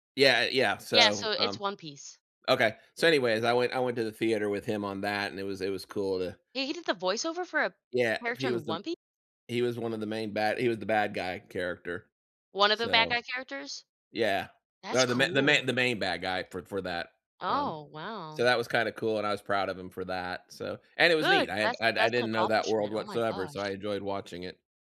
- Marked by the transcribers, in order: none
- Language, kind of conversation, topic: English, unstructured, What is your favorite activity for relaxing and unwinding?
- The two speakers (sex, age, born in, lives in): female, 30-34, United States, United States; male, 60-64, United States, United States